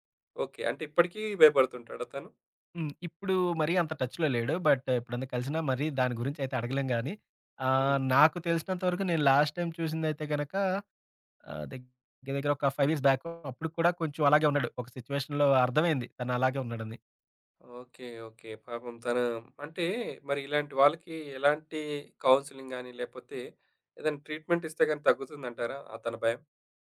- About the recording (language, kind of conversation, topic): Telugu, podcast, ఆలోచనలు వేగంగా పరుగెత్తుతున్నప్పుడు వాటిని ఎలా నెమ్మదింపచేయాలి?
- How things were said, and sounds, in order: in English: "టచ్‌లో"; in English: "బట్"; in English: "లాస్ట్ టైమ్"; in English: "ఫైవ్ ఇయర్స్ బ్యాక్"; in English: "సిట్యుయేషన్‌లో"; in English: "కౌన్సెలింగ్"; in English: "ట్రీట్మెంట్"